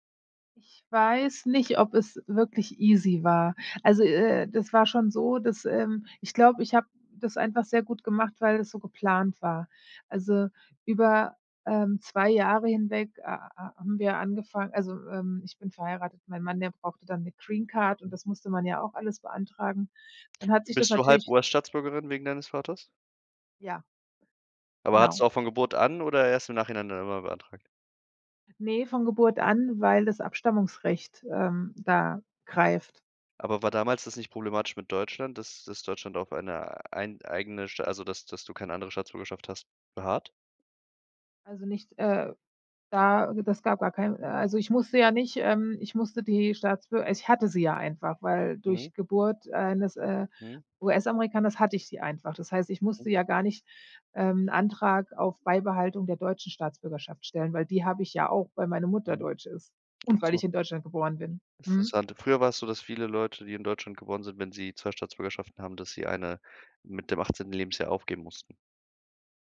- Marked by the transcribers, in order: in English: "easy"
- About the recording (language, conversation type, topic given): German, podcast, Wie triffst du Entscheidungen bei großen Lebensumbrüchen wie einem Umzug?